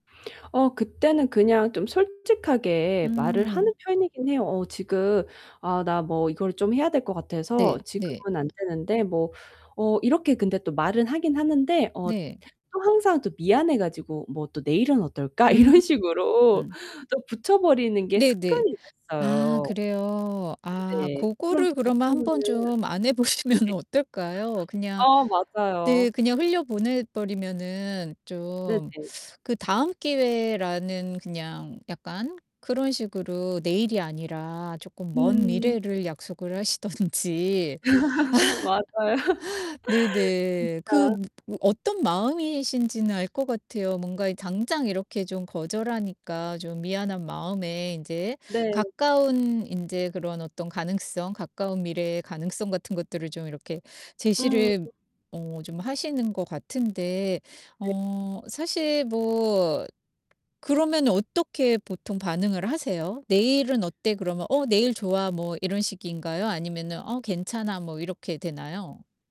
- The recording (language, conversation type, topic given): Korean, advice, 타인의 기대에 맞추느라 내 시간이 사라졌던 경험을 설명해 주실 수 있나요?
- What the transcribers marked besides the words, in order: distorted speech; tapping; laughing while speaking: "이런"; laughing while speaking: "보시면은"; laughing while speaking: "하시든지"; laugh; laughing while speaking: "맞아요"; other background noise